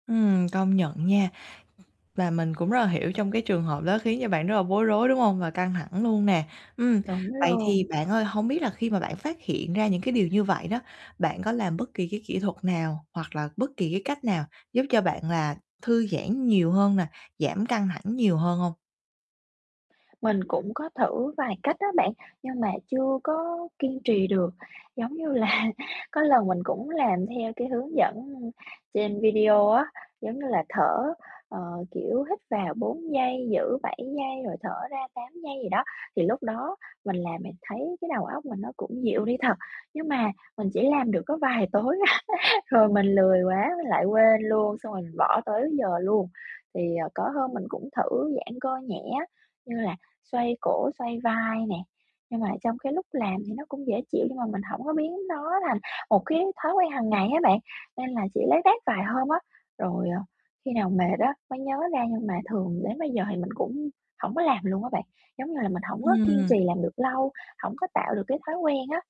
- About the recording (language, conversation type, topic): Vietnamese, advice, Làm sao để thả lỏng cơ thể trước khi ngủ?
- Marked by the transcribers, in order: other background noise; laughing while speaking: "là"; laughing while speaking: "à"; distorted speech